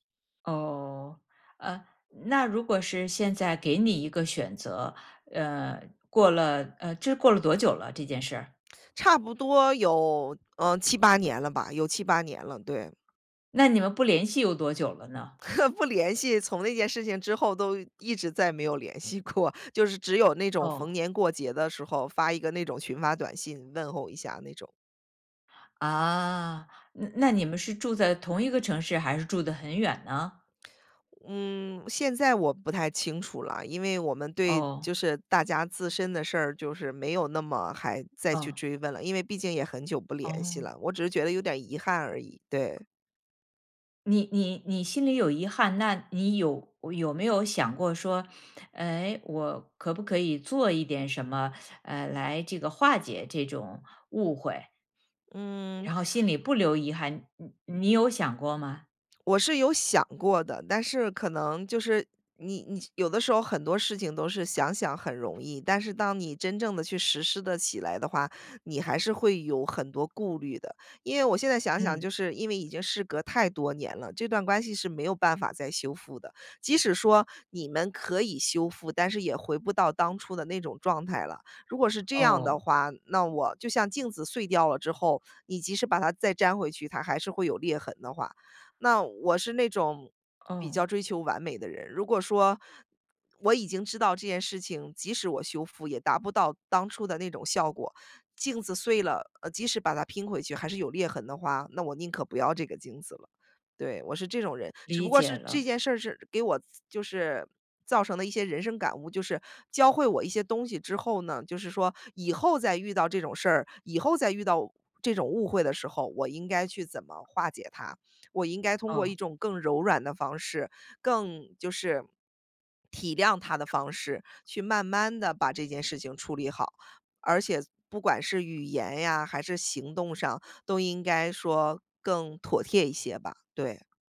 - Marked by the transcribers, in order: tapping; laugh; laughing while speaking: "不联系"; laughing while speaking: "系过"; other background noise; other noise
- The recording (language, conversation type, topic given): Chinese, podcast, 遇到误会时你通常怎么化解？